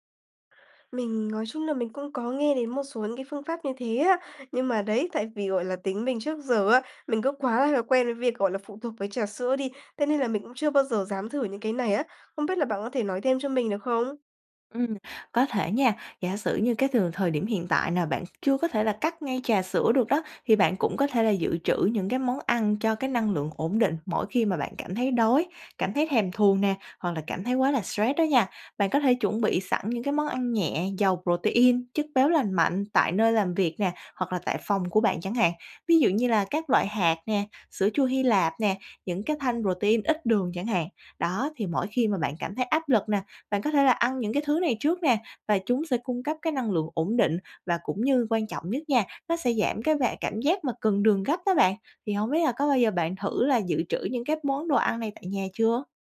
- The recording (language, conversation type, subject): Vietnamese, advice, Bạn có thường dùng rượu hoặc chất khác khi quá áp lực không?
- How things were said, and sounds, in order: tapping